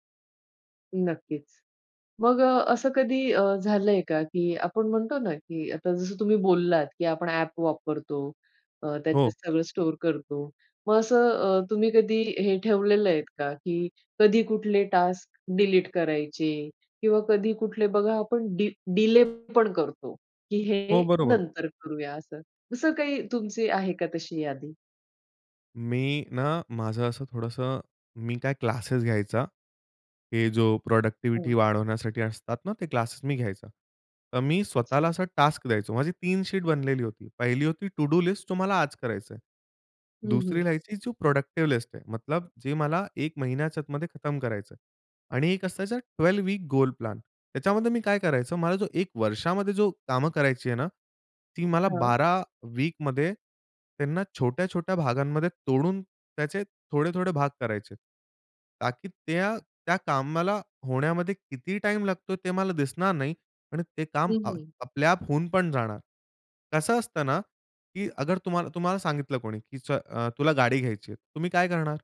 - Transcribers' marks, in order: in English: "टास्क डिलीट"; in English: "डिले"; in English: "प्रॉडक्टिव्हिटी"; in English: "टास्क"; other noise; in English: "टू डू लिस्ट"; in English: "प्रॉडक्टिव्ह"; in English: "ट्वेल्व वीक गोल प्लॅन"
- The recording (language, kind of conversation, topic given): Marathi, podcast, तुम्ही तुमची कामांची यादी व्यवस्थापित करताना कोणते नियम पाळता?